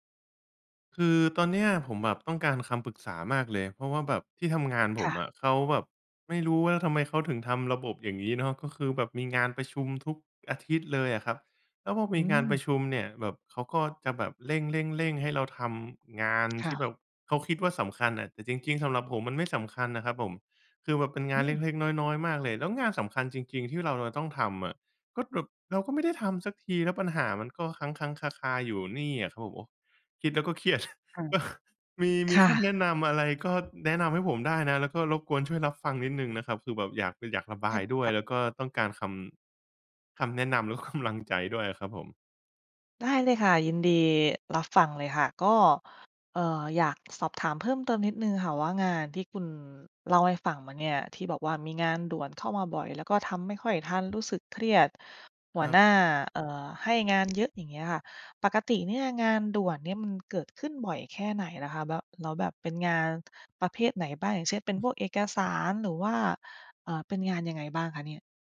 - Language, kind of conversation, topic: Thai, advice, ควรทำอย่างไรเมื่อมีแต่งานด่วนเข้ามาตลอดจนทำให้งานสำคัญถูกเลื่อนอยู่เสมอ?
- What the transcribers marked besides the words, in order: tapping; laughing while speaking: "เครียด"; chuckle; laughing while speaking: "และก็"; other background noise